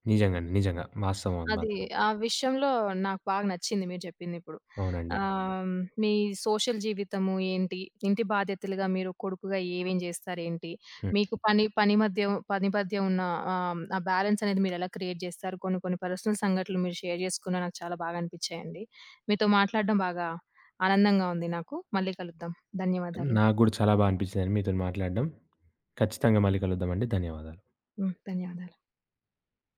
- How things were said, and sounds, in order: in English: "సోషల్"; in English: "బ్యాలన్స్"; in English: "క్రియేట్"; in English: "పర్సనల్"; in English: "షేర్"
- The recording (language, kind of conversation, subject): Telugu, podcast, సోషియల్ జీవితం, ఇంటి బాధ్యతలు, పని మధ్య మీరు ఎలా సంతులనం చేస్తారు?